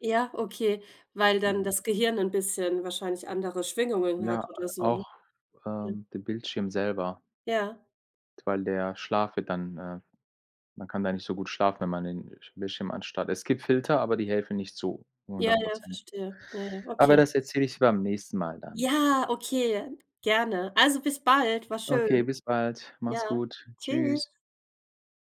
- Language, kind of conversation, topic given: German, unstructured, Wie verändert Technologie unseren Alltag wirklich?
- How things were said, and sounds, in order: anticipating: "Ja"